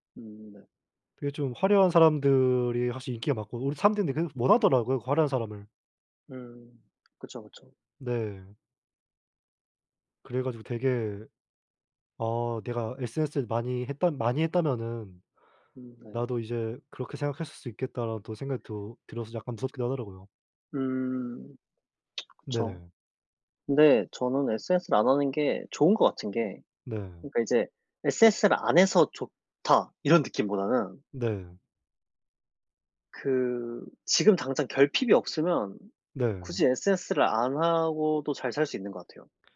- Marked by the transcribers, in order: other background noise; tsk
- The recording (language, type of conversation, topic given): Korean, unstructured, 돈과 행복은 어떤 관계가 있다고 생각하나요?